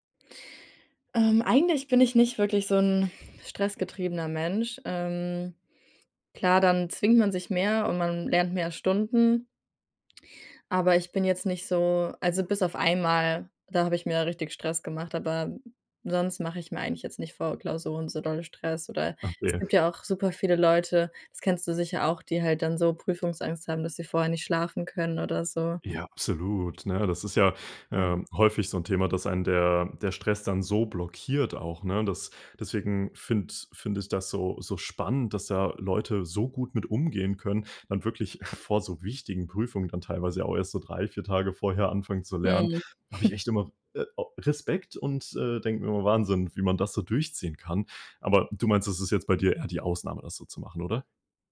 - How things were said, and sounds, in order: chuckle; chuckle
- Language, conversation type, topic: German, podcast, Wie bleibst du langfristig beim Lernen motiviert?